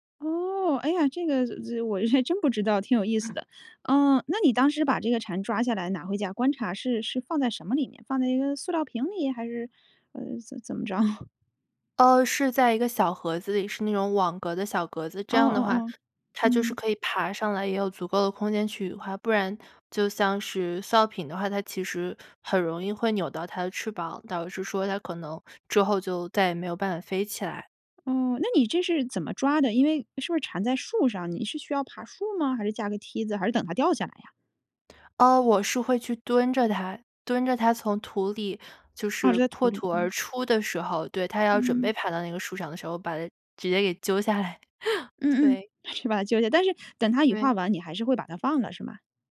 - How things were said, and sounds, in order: chuckle; chuckle
- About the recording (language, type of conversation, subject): Chinese, podcast, 你小时候最喜欢玩的游戏是什么？